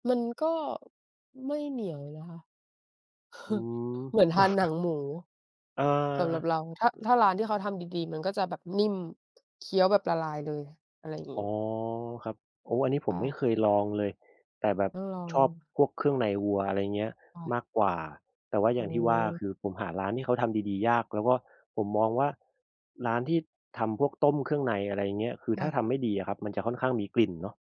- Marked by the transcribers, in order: chuckle; chuckle
- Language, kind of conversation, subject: Thai, unstructured, คุณชอบอาหารไทยจานไหนมากที่สุด?